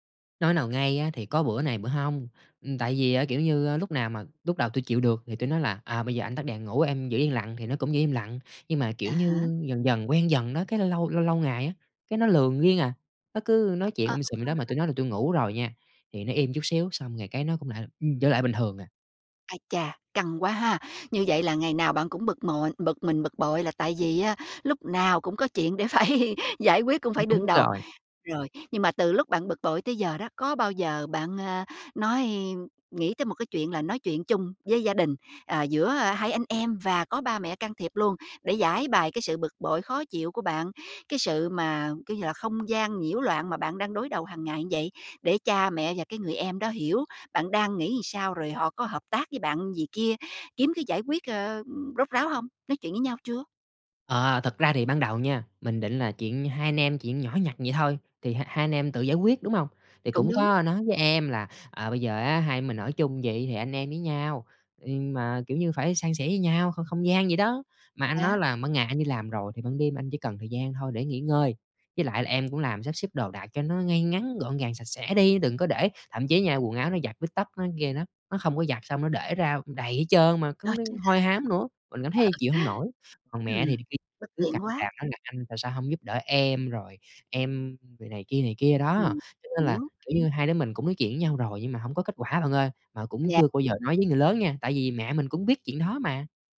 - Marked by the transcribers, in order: unintelligible speech; "bội" said as "mộn"; laughing while speaking: "phải"; other background noise; tapping; laughing while speaking: "Ờ"
- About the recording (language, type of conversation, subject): Vietnamese, advice, Làm thế nào để đối phó khi gia đình không tôn trọng ranh giới cá nhân khiến bạn bực bội?